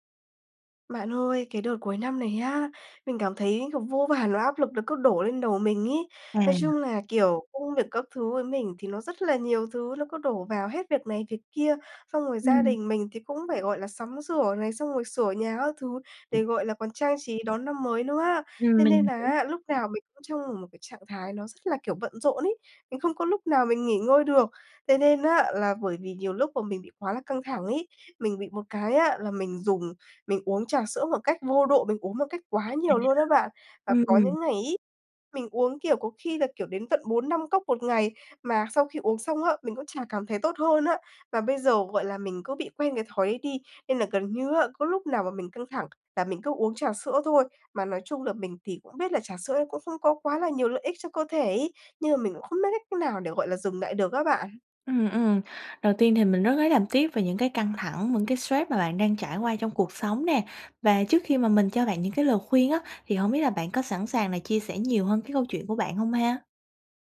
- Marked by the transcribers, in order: tapping
- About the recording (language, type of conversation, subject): Vietnamese, advice, Bạn có thường dùng rượu hoặc chất khác khi quá áp lực không?